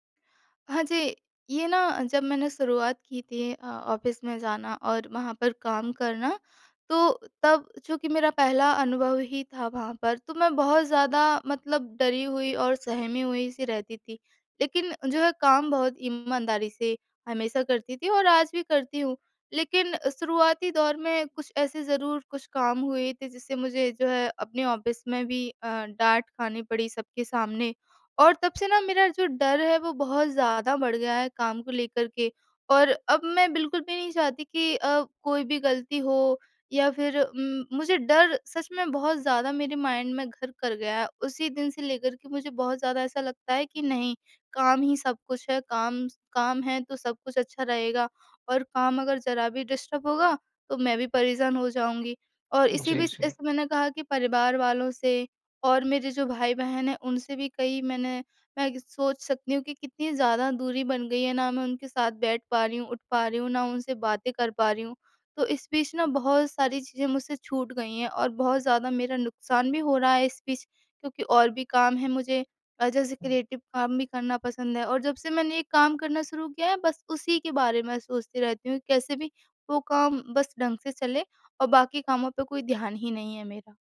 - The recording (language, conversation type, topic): Hindi, advice, क्या आराम करते समय भी आपका मन लगातार काम के बारे में सोचता रहता है और आपको चैन नहीं मिलता?
- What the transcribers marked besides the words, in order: in English: "ऑफ़िस"; in English: "ऑफ़िस"; in English: "माइंड"; in English: "डिस्टर्ब"; in English: "क्रिएटिव"